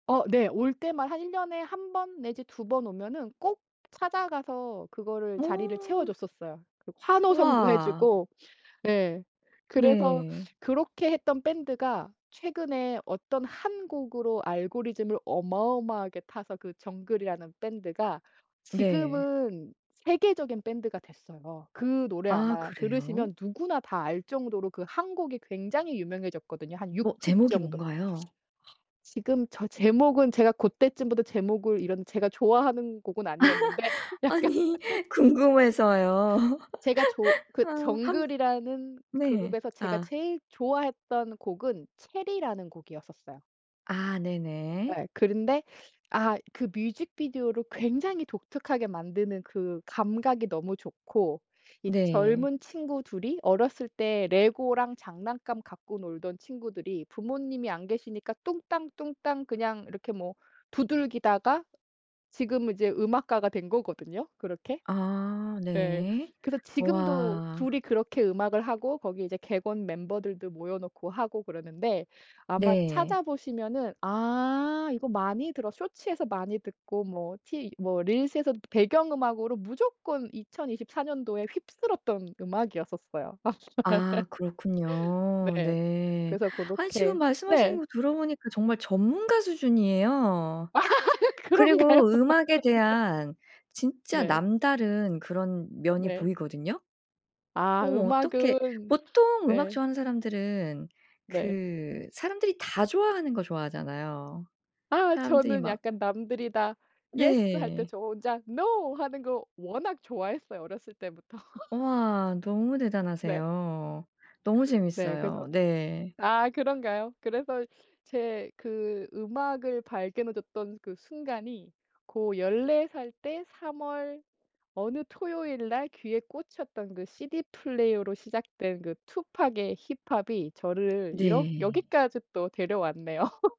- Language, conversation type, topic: Korean, podcast, 어떤 노래를 듣고 처음으로 음악에 빠지게 되었나요?
- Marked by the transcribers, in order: other background noise; laugh; laughing while speaking: "아니. 궁금해서요"; laugh; laughing while speaking: "약간"; laugh; laugh; laugh; laughing while speaking: "그런가요? 네"; laugh; laugh